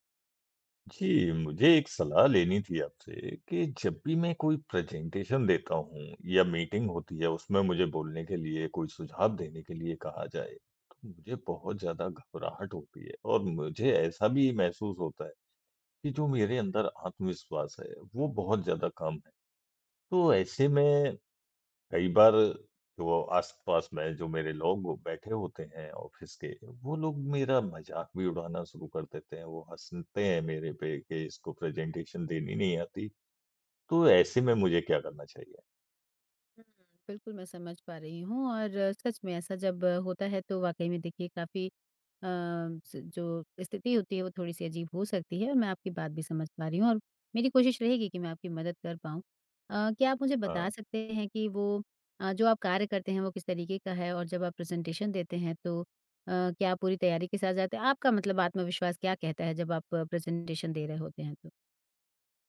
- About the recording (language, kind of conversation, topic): Hindi, advice, प्रेज़ेंटेशन या मीटिंग से पहले आपको इतनी घबराहट और आत्मविश्वास की कमी क्यों महसूस होती है?
- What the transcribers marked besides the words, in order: in English: "प्रेज़ेंटेशन"; tapping; in English: "ऑफिस"; in English: "प्रेज़ेंटेशन"; in English: "प्रेज़ेंटेशन"; in English: "प्रेज़ेंटेशन"